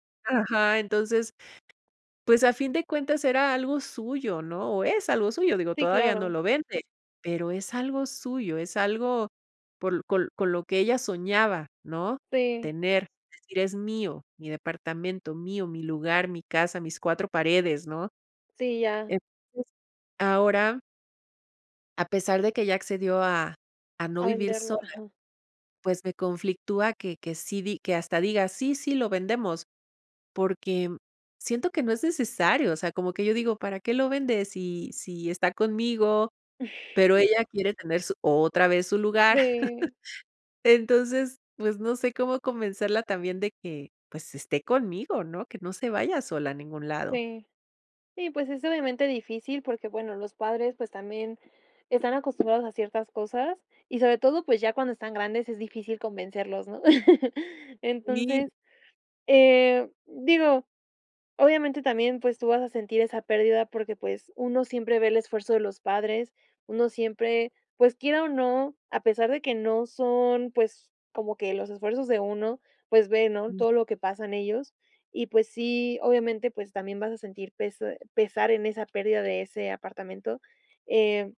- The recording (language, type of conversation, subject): Spanish, advice, ¿Cómo te sientes al dejar tu casa y tus recuerdos atrás?
- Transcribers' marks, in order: chuckle; other background noise; chuckle; laugh; unintelligible speech